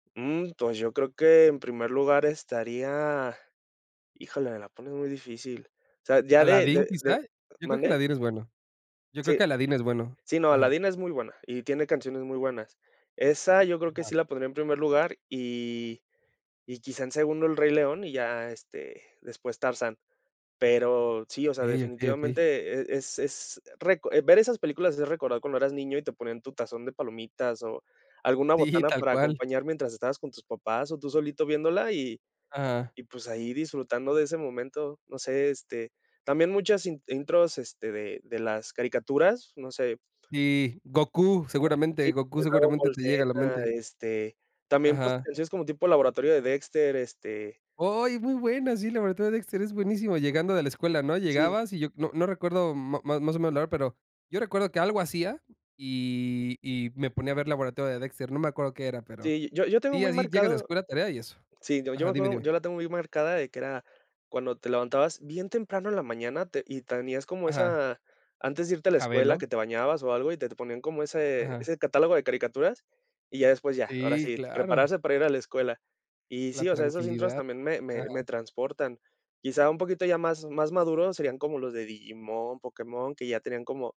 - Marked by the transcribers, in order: tapping; other background noise; laughing while speaking: "Sí"; "tenías" said as "tanías"
- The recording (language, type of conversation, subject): Spanish, podcast, ¿Qué música te transporta a tu infancia?